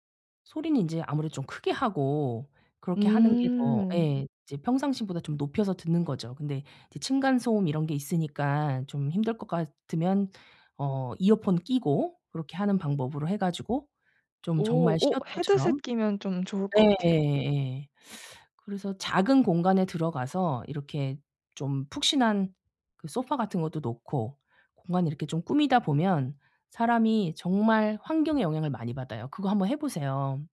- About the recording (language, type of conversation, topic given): Korean, advice, 영화나 음악을 감상할 때 스마트폰 때문에 자꾸 산만해져서 집중이 안 되는데, 어떻게 하면 좋을까요?
- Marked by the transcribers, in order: tapping; other background noise